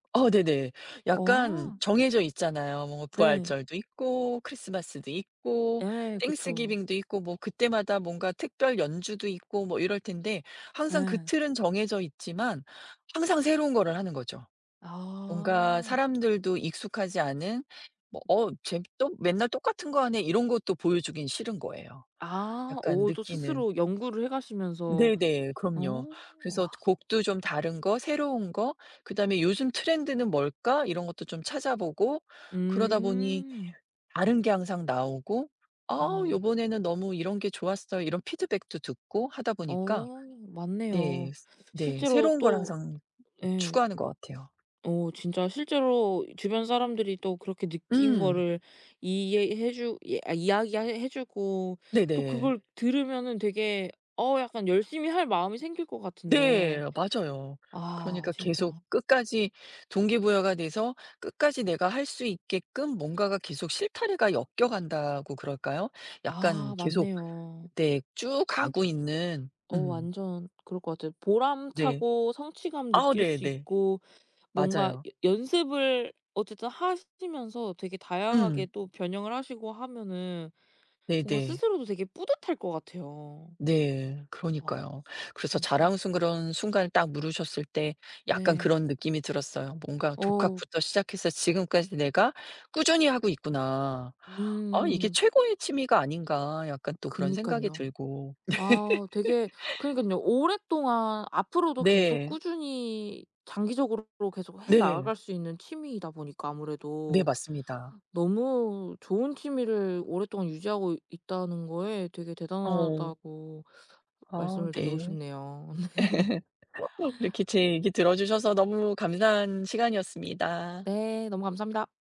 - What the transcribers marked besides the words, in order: other background noise; put-on voice: "어 쟤 또 맨날 똑같은 거 하네?"; put-on voice: "아 요번에는 너무 이런 게 좋았어요"; tapping; "자랑스러운" said as "자랑승그런"; laugh; laugh; laugh
- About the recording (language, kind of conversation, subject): Korean, podcast, 그 취미를 하면서 가장 자랑스러웠던 순간은 언제였나요?